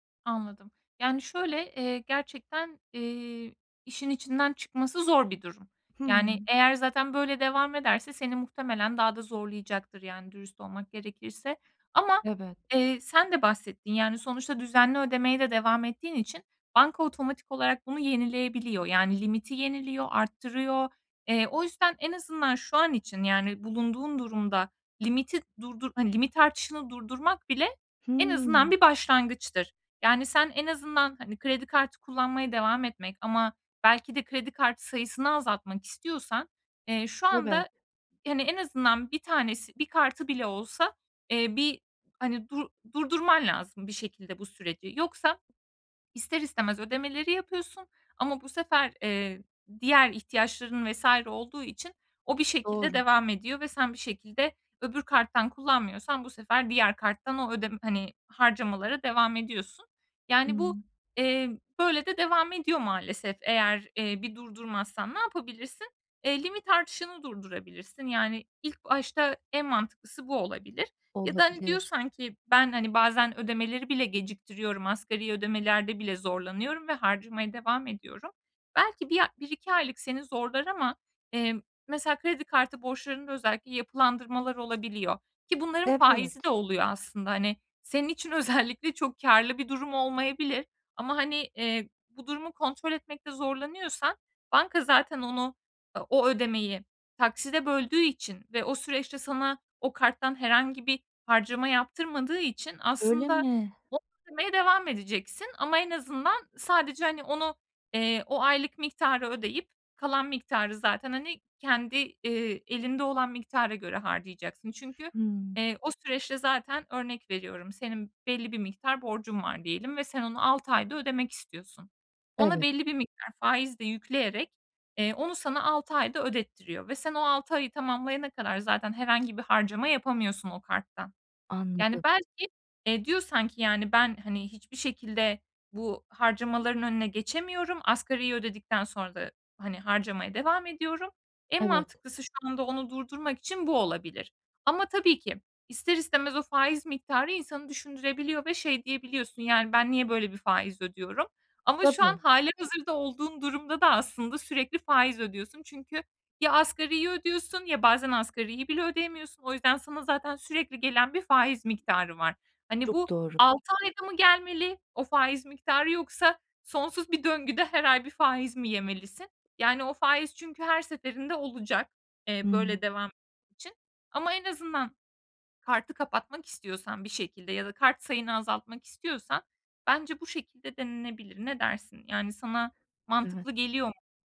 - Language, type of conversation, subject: Turkish, advice, Kredi kartı borcumu azaltamayıp suçluluk hissettiğimde bununla nasıl başa çıkabilirim?
- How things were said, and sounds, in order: tapping; other background noise